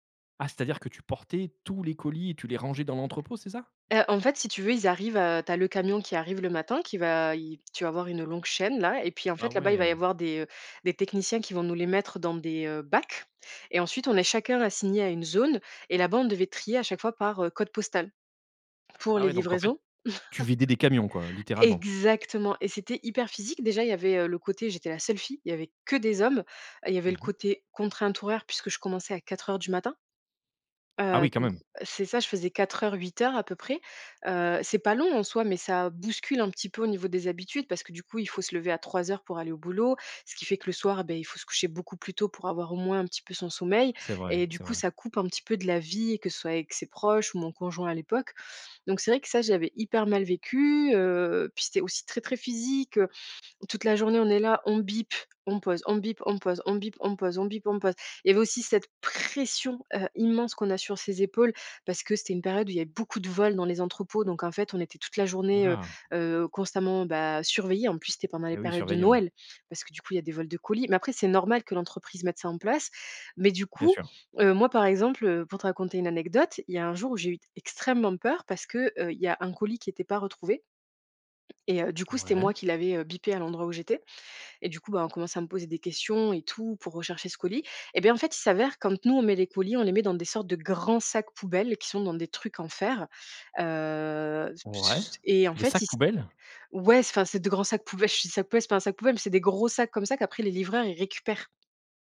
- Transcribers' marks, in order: laugh; stressed: "que"; stressed: "pression"; tapping; unintelligible speech
- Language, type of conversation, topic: French, podcast, Comment savoir quand il est temps de quitter son travail ?